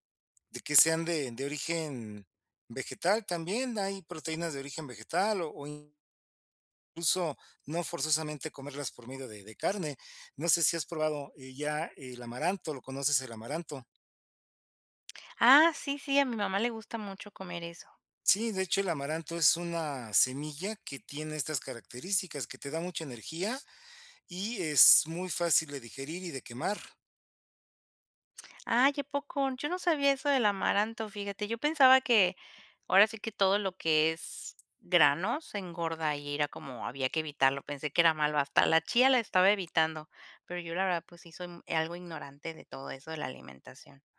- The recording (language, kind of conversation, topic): Spanish, advice, ¿Cómo puedo comer más saludable con un presupuesto limitado cada semana?
- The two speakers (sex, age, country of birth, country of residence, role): female, 30-34, Mexico, Mexico, user; male, 55-59, Mexico, Mexico, advisor
- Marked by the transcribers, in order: none